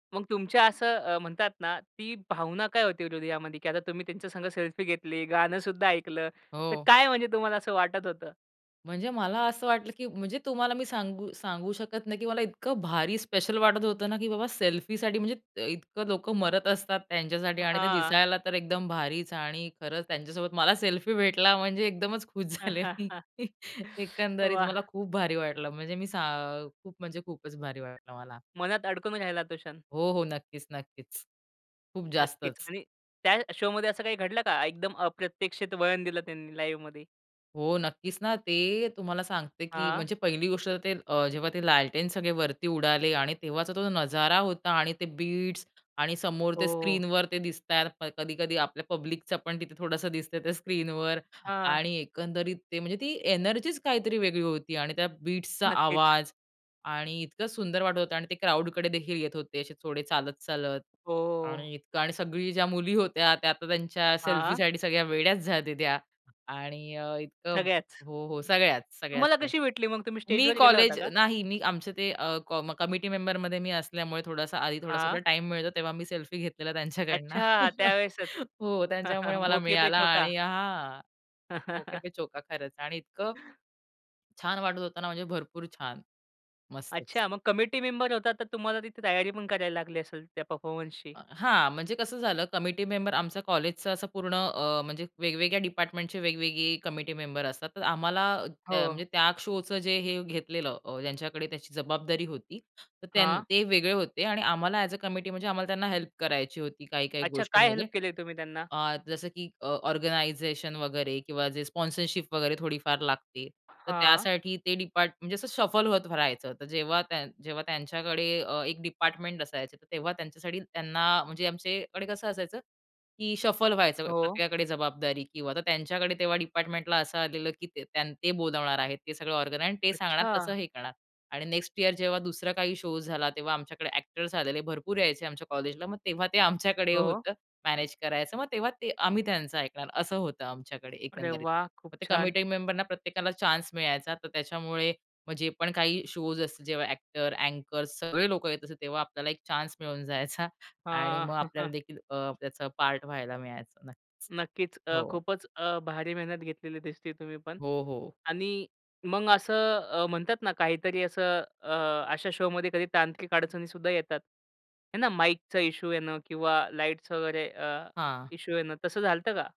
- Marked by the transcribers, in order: in English: "शोमध्ये"; in English: "लाईव्हमध्ये"; joyful: "हो नक्कीच ना, ते तुम्हाला … भरपूर छान. मस्तच"; in Hindi: "लालटेन"; in English: "बीट्स"; in English: "बीट्सचा"; in English: "कमिटी"; chuckle; in Hindi: "मोके-पे-चौका"; chuckle; in Hindi: "मौके-पे-चौका"; other background noise; in English: "कमिटी"; in English: "परफॉर्मन्सशी?"; in English: "कमिटी"; in English: "कमिटी"; in English: "शोचं"; in English: "एज-अ कमिटी"; in English: "हेल्प"; in English: "हेल्प"; in English: "ऑर्गनायझेशन"; in English: "स्पॉन्सरशिप"; in English: "शफल"; in English: "शफल"; in English: "ऑर्गन"; in English: "नेक्स्ट ईअर"; in English: "शो"; in English: "कमिटी"; in English: "शोज"; in English: "एक्टर, अँकर्स"; chuckle; in English: "शोमध्ये"; in English: "माईकचा"; in English: "इशू"
- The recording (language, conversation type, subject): Marathi, podcast, तुम्हाला कोणती थेट सादरीकरणाची आठवण नेहमी लक्षात राहिली आहे?